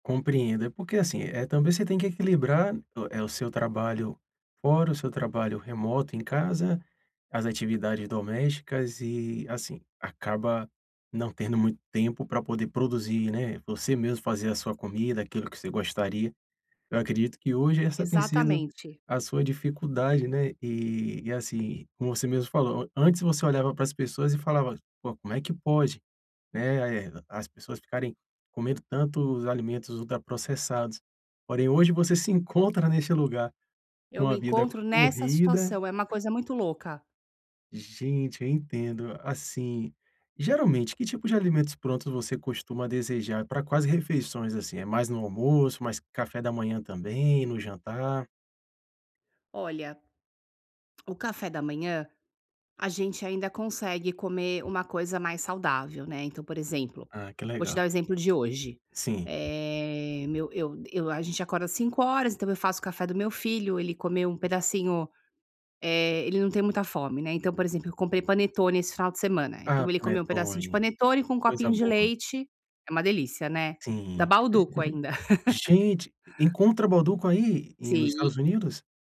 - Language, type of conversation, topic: Portuguese, advice, Como posso controlar a vontade de comer alimentos prontos no dia a dia?
- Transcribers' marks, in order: tapping; chuckle; laugh